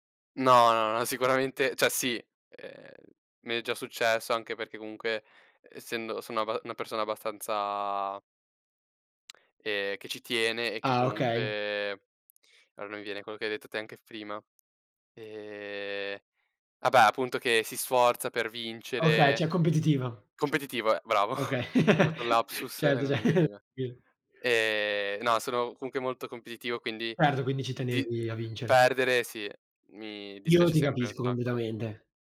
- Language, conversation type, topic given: Italian, unstructured, Quali sport ti piacciono di più e perché?
- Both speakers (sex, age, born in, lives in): male, 18-19, Italy, Italy; male, 18-19, Italy, Italy
- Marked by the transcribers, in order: "cioè" said as "ceh"; drawn out: "abbastanza"; "cioè" said as "ceh"; chuckle; unintelligible speech